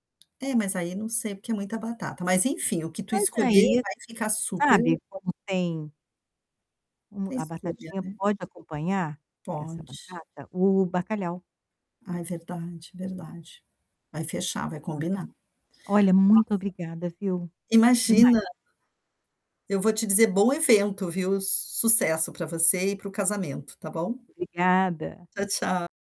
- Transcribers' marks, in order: static; tapping; other background noise; distorted speech
- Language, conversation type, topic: Portuguese, advice, Como posso cozinhar para outras pessoas com mais confiança?